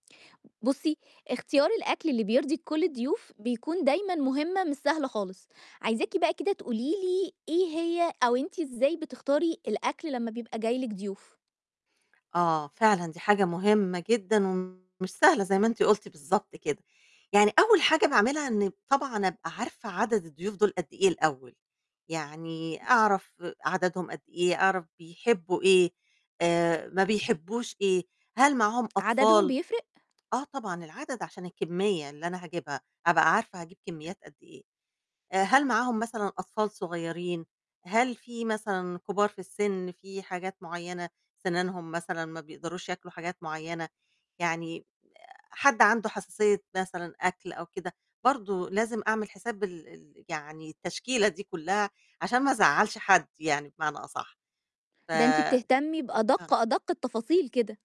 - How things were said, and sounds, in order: distorted speech; tapping
- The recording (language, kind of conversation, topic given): Arabic, podcast, إزاي بتختار الأكل اللي يرضي كل الضيوف؟